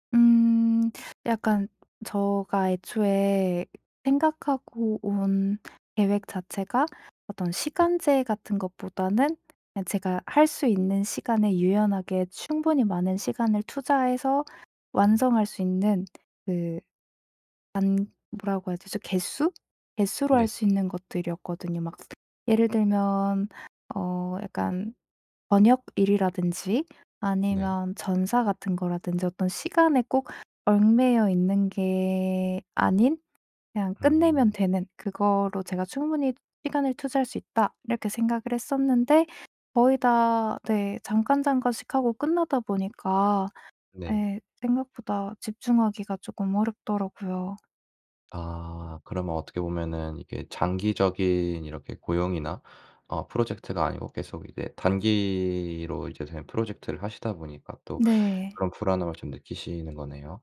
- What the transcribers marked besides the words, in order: tapping; other background noise
- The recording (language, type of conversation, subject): Korean, advice, 재정 걱정 때문에 계속 불안하고 걱정이 많은데 어떻게 해야 하나요?